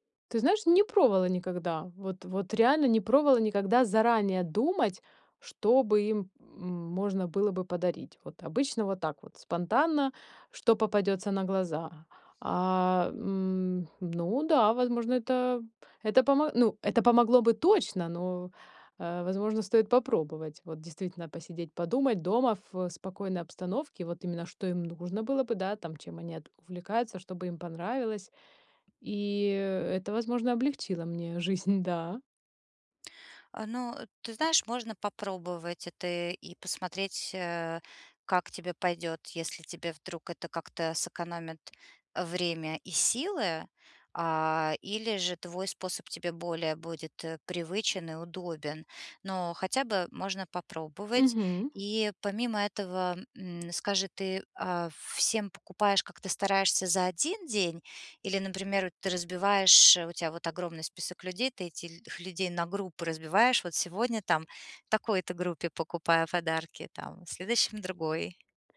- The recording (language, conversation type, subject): Russian, advice, Почему мне так трудно выбрать подарок и как не ошибиться с выбором?
- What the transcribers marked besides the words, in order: other background noise; tapping; chuckle; "этих" said as "этильх"